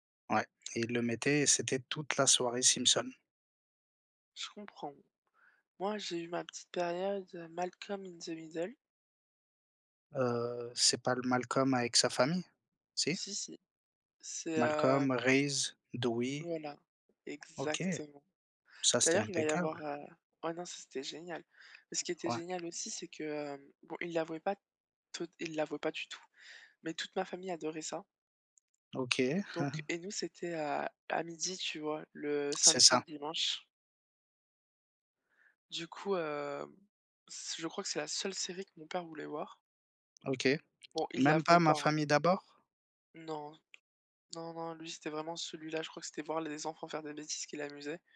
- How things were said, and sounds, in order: tapping; chuckle
- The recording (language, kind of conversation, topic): French, unstructured, Quel rôle les plateformes de streaming jouent-elles dans vos loisirs ?